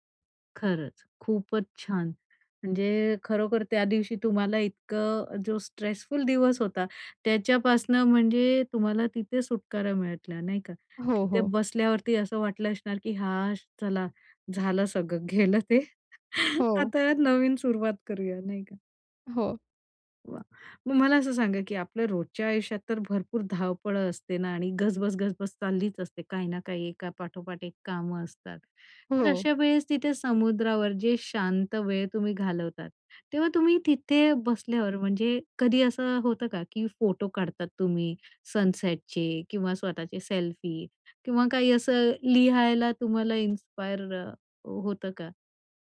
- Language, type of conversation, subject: Marathi, podcast, सूर्यास्त बघताना तुम्हाला कोणत्या भावना येतात?
- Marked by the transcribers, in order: in English: "स्ट्रेसफुल"; "त्याच्यापासून" said as "त्याच्यापासनं"; "मिळाला" said as "मिळतला"; chuckle; in English: "सनसेटचे"; in English: "इन्स्पायर"